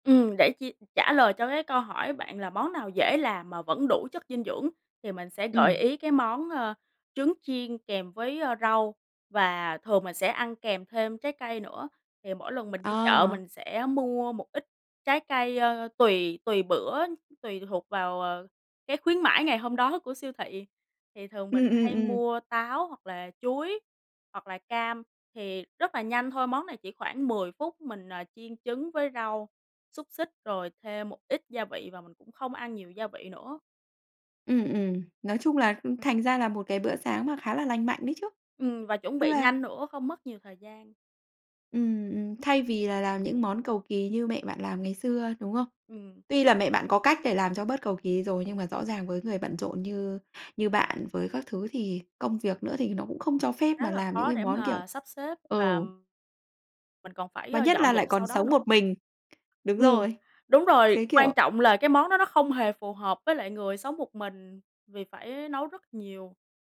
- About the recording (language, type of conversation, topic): Vietnamese, podcast, Thói quen ăn sáng ở nhà bạn như thế nào?
- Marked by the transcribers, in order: tapping; other background noise